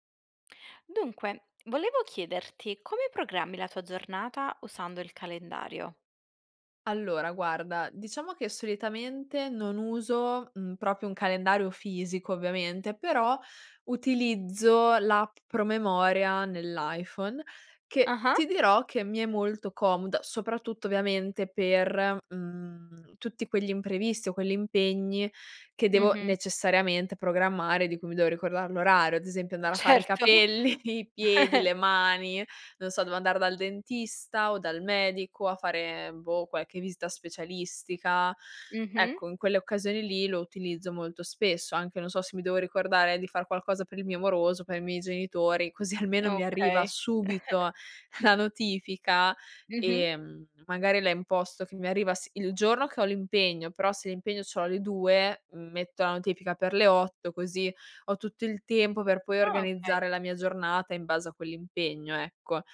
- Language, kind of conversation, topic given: Italian, podcast, Come programmi la tua giornata usando il calendario?
- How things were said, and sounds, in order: "proprio" said as "propio"; laughing while speaking: "capelli, i"; laughing while speaking: "Certo"; giggle; laughing while speaking: "almeno"; chuckle; laughing while speaking: "la"